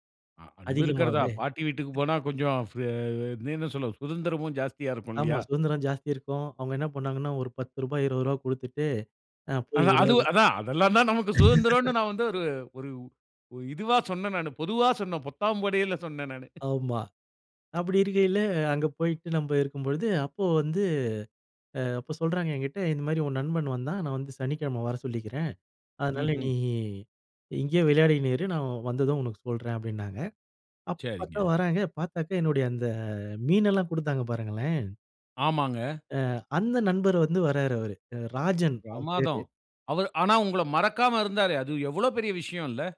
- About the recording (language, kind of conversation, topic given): Tamil, podcast, பால்யகாலத்தில் நடந்த மறக்கமுடியாத ஒரு நட்பு நிகழ்வைச் சொல்ல முடியுமா?
- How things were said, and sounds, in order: other noise; unintelligible speech; laugh